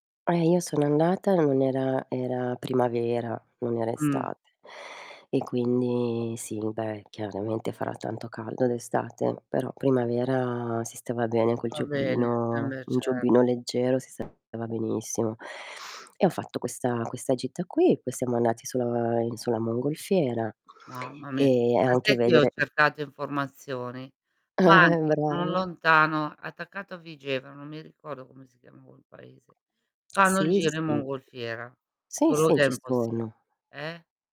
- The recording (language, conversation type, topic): Italian, unstructured, Qual è il tuo ricordo più bello legato alla natura?
- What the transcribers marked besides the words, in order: tapping; distorted speech; sniff; chuckle